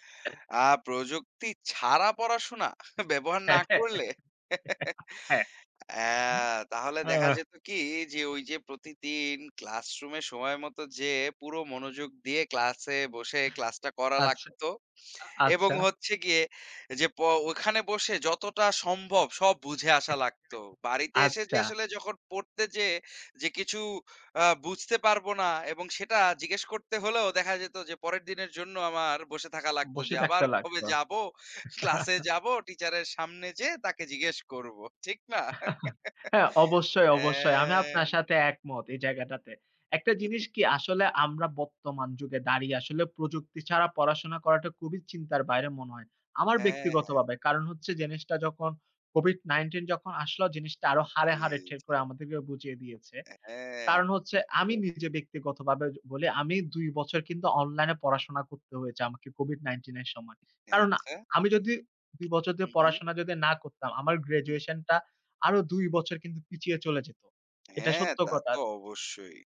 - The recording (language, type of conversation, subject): Bengali, unstructured, প্রযুক্তি কীভাবে আমাদের পড়াশোনাকে আরও সহজ করে তোলে?
- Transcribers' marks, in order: chuckle; laugh; chuckle; other noise; other background noise; laughing while speaking: "আবার কবে যাব? class-এ যাব"; chuckle; chuckle; chuckle; chuckle; unintelligible speech; tapping; tsk